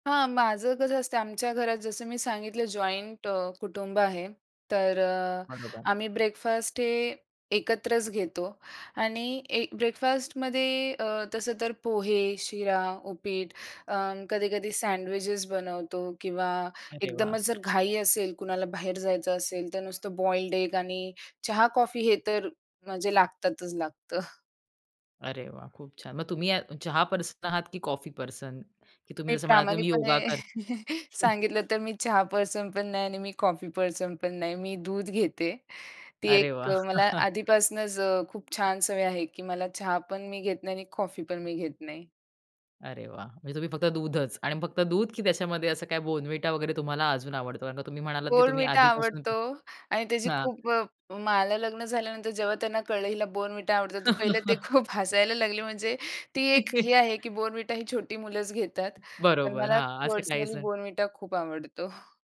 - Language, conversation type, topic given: Marathi, podcast, तुमचा सकाळचा दिनक्रम कसा असतो?
- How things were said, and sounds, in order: in English: "जॉईंट"; in English: "ब्रेकफास्ट"; in English: "ब्रेकफास्टमध्ये"; in English: "सँडविचेस"; in English: "बॉइल्ड एग"; in English: "पर्सन"; in English: "पर्सन?"; chuckle; other background noise; in English: "पर्सनपण"; in English: "पर्सनपण"; chuckle; in English: "Bournvita"; in English: "Bournvita"; in English: "Bournvita"; chuckle; laughing while speaking: "खूप"; chuckle; in English: "Bournvita"; in English: "पर्सनली Bournvita"